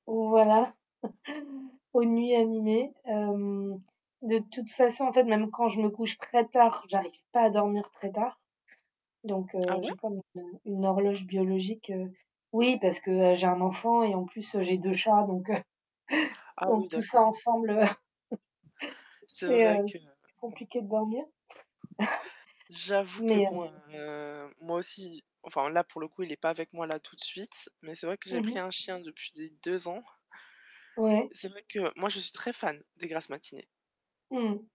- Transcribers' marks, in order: chuckle; static; distorted speech; chuckle; other noise; other background noise; chuckle
- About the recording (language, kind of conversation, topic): French, unstructured, Préférez-vous les matins calmes ou les nuits animées ?